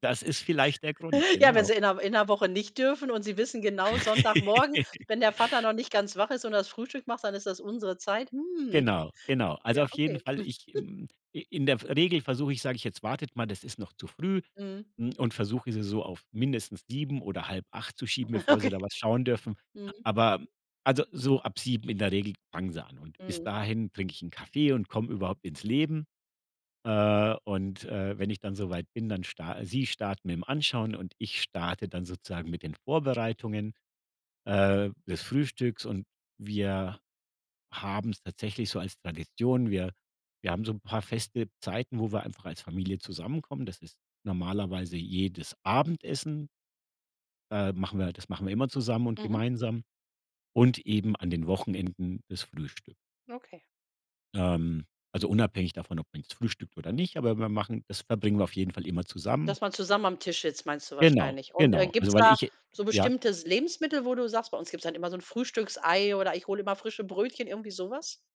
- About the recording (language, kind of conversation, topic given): German, podcast, Wie beginnt bei euch typischerweise ein Sonntagmorgen?
- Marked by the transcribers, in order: laugh; chuckle; laughing while speaking: "Okay"